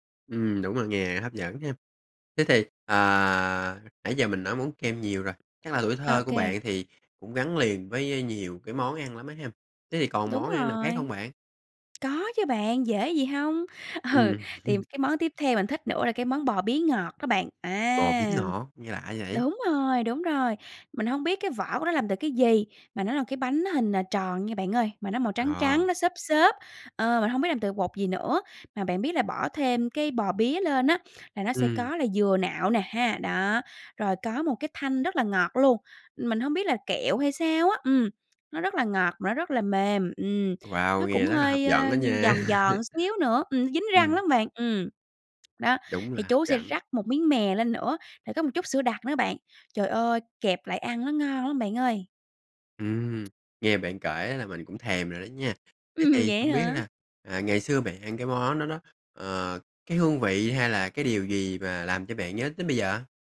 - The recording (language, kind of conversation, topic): Vietnamese, podcast, Bạn có thể kể một kỷ niệm ăn uống thời thơ ấu của mình không?
- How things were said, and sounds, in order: tapping; laughing while speaking: "Ừ"; chuckle; laugh; other background noise; laughing while speaking: "Ừm"